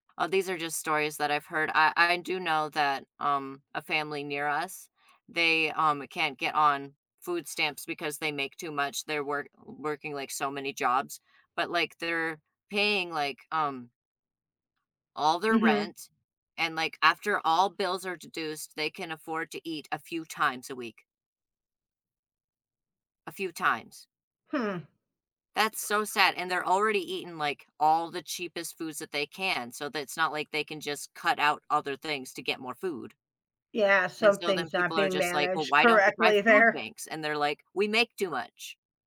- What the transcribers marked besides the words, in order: tapping; laughing while speaking: "there"
- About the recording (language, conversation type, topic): English, unstructured, How do you handle stress in a positive way?
- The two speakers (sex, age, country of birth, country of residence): female, 60-64, United States, United States; male, 30-34, United States, United States